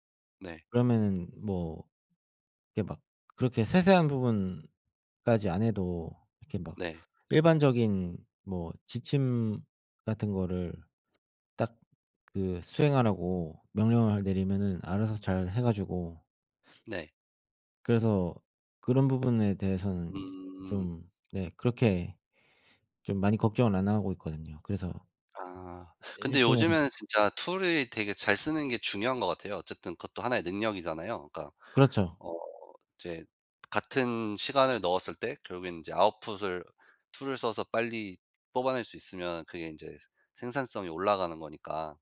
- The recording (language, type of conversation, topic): Korean, unstructured, 당신이 이루고 싶은 가장 큰 목표는 무엇인가요?
- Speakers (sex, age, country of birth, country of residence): male, 30-34, South Korea, Germany; male, 35-39, United States, United States
- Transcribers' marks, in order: tapping; other background noise